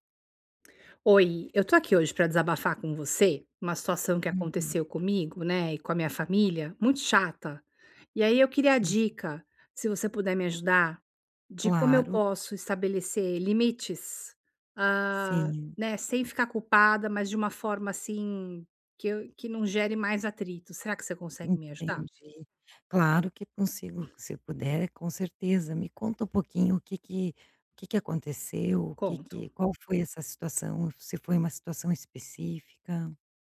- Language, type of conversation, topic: Portuguese, advice, Como posso estabelecer limites pessoais sem me sentir culpado?
- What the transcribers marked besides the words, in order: other background noise